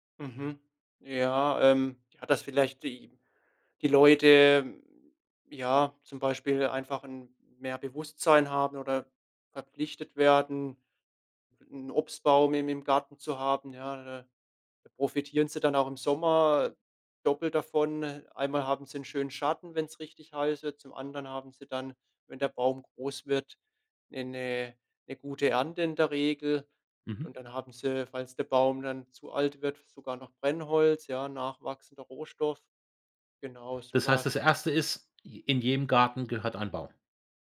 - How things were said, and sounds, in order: none
- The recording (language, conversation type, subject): German, podcast, Was kann jede Stadt konkret tun, um Insekten zu retten?